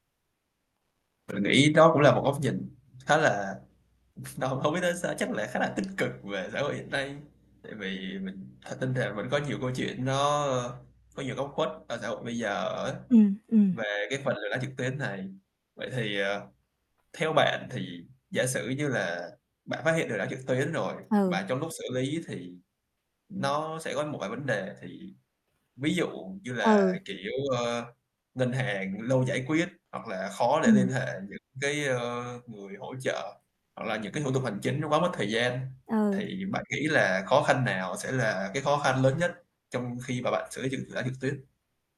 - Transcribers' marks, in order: chuckle; static; mechanical hum; tapping
- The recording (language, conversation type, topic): Vietnamese, podcast, Bạn đã từng xử lý một vụ lừa đảo trực tuyến như thế nào?